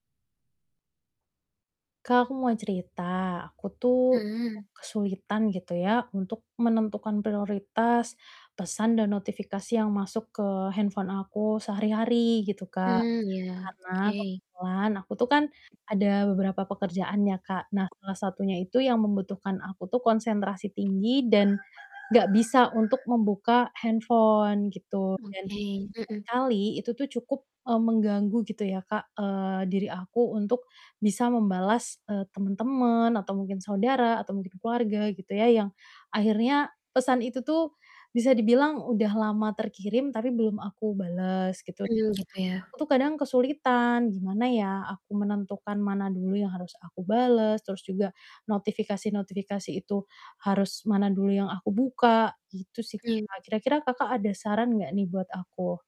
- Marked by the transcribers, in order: distorted speech; other background noise; other animal sound
- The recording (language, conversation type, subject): Indonesian, advice, Bagaimana cara menentukan prioritas pesan dan notifikasi sehari-hari?
- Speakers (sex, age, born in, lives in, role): female, 20-24, Indonesia, Indonesia, advisor; female, 30-34, Indonesia, Indonesia, user